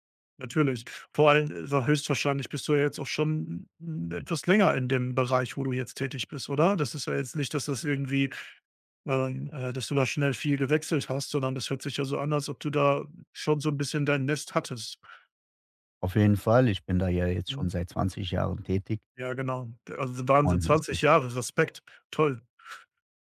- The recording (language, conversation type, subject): German, advice, Wie kann ich mit Unsicherheit nach Veränderungen bei der Arbeit umgehen?
- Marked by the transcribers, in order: none